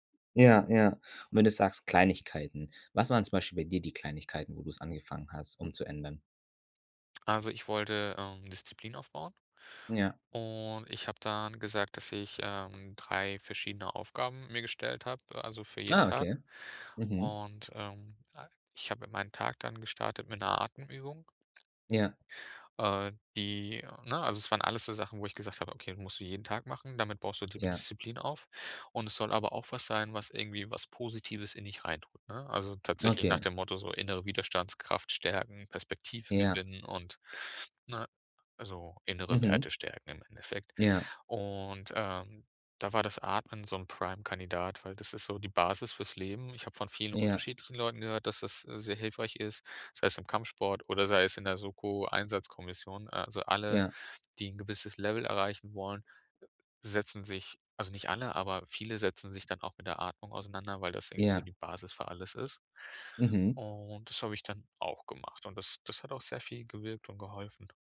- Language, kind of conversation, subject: German, podcast, Welche Gewohnheit stärkt deine innere Widerstandskraft?
- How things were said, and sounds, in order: none